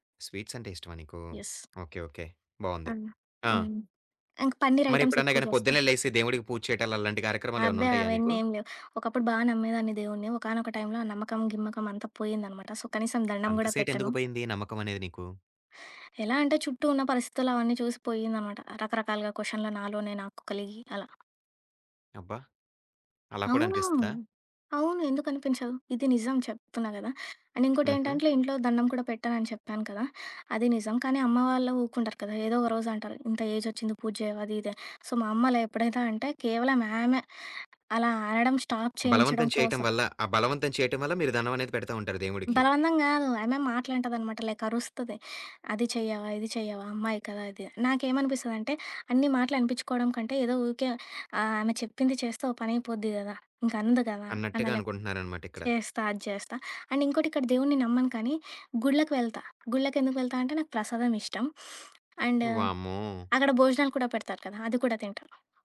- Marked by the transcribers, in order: in English: "స్వీట్స్"; in English: "యెస్"; other background noise; in English: "ఐటమ్స్"; in English: "సో"; tapping; in English: "అండ్"; in English: "సో"; in English: "స్టాప్"; in English: "లైక్"; in English: "అండ్"; sniff; in English: "అండ్"
- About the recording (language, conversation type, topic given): Telugu, podcast, ఉదయం లేవగానే మీరు చేసే పనులు ఏమిటి, మీ చిన్న అలవాట్లు ఏవి?